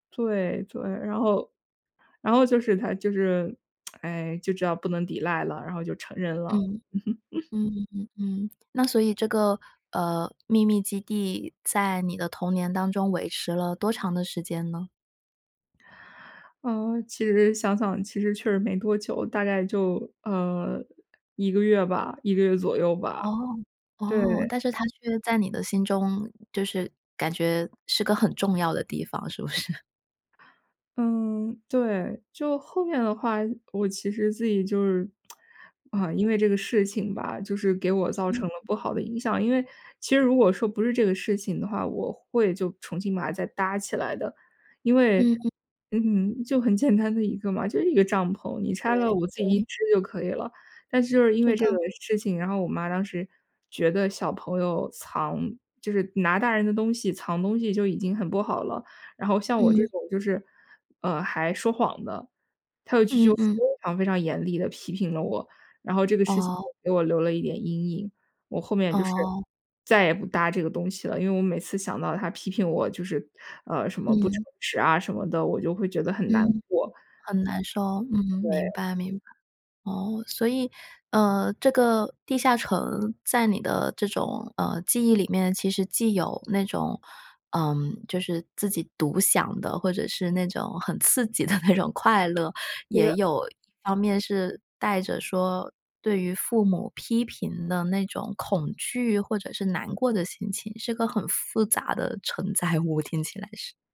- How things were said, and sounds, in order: tsk; chuckle; laughing while speaking: "不是？"; tsk; other background noise; laughing while speaking: "那种"; laughing while speaking: "载物"
- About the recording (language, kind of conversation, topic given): Chinese, podcast, 你童年时有没有一个可以分享的秘密基地？